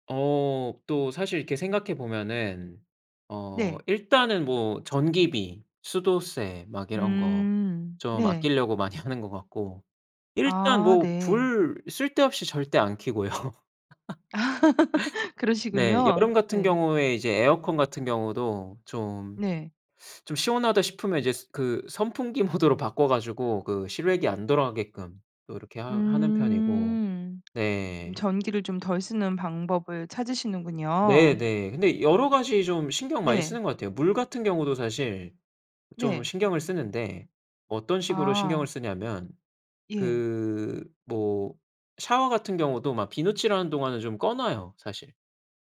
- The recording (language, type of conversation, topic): Korean, podcast, 생활비를 절약하는 습관에는 어떤 것들이 있나요?
- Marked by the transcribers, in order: laughing while speaking: "많이"; laughing while speaking: "켜고요"; laugh; other background noise